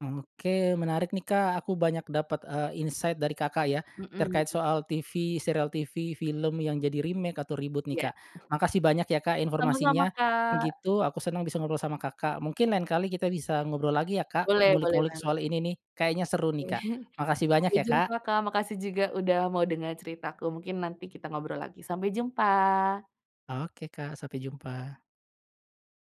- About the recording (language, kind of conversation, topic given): Indonesian, podcast, Mengapa banyak acara televisi dibuat ulang atau dimulai ulang?
- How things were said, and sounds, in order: in English: "insight"; in English: "remake"; in English: "reboot"; tapping; other background noise; chuckle